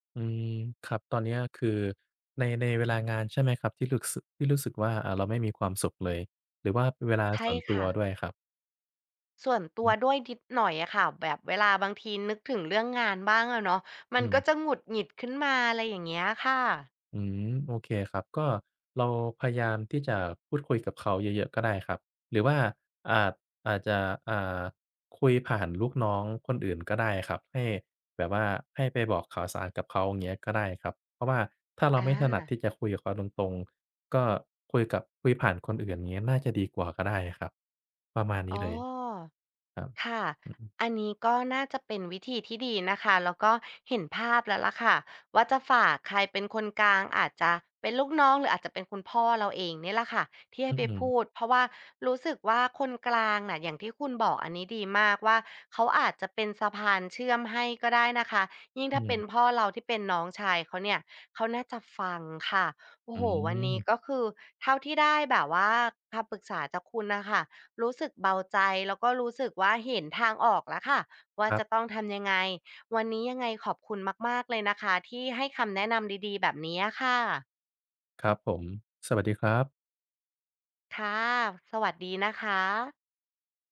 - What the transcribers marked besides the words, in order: other background noise
- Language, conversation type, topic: Thai, advice, คุณควรตั้งขอบเขตและรับมือกับญาติที่ชอบควบคุมและละเมิดขอบเขตอย่างไร?